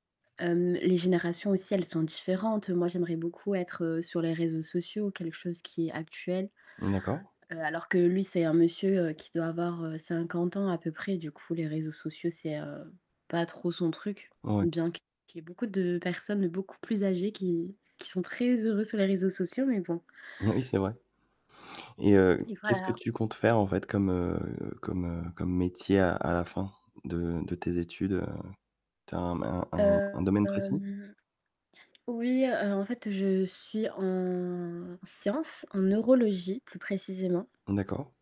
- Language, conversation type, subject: French, advice, Comment décrirais-tu l’encombrement mental qui t’empêche de commencer ce projet ?
- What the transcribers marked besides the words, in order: static; distorted speech; chuckle; tapping; drawn out: "en"